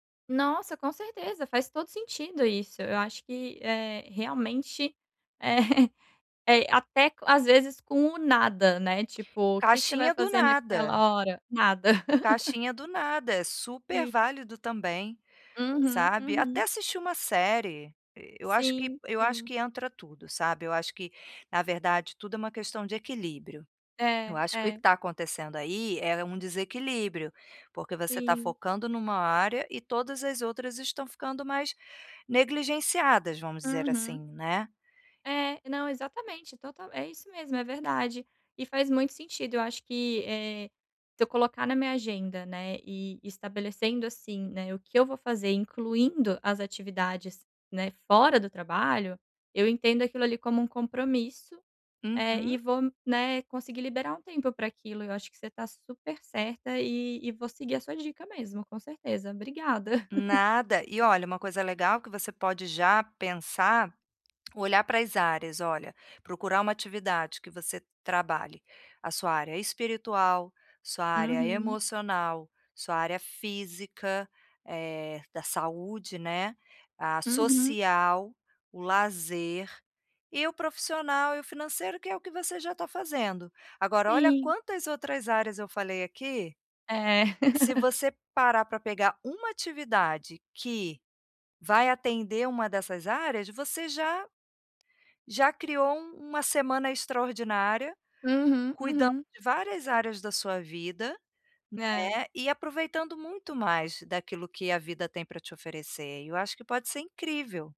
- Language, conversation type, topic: Portuguese, advice, Como posso estabelecer limites saudáveis no trabalho sem me sentir culpado?
- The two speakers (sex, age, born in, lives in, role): female, 30-34, Brazil, Portugal, user; female, 45-49, Brazil, Portugal, advisor
- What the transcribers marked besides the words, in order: laughing while speaking: "é"; laugh; other background noise; chuckle; laugh